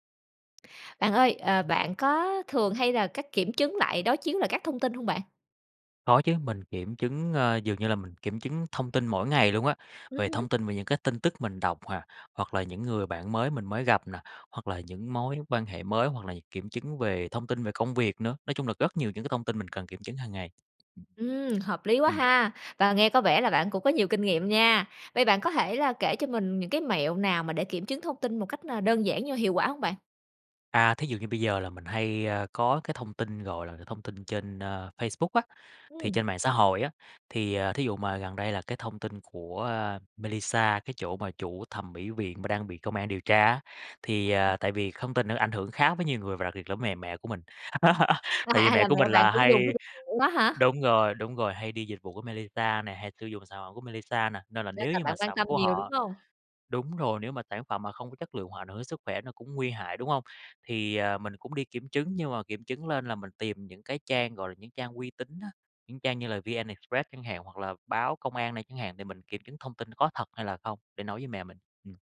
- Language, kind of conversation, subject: Vietnamese, podcast, Bạn có mẹo kiểm chứng thông tin đơn giản không?
- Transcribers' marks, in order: other background noise; laugh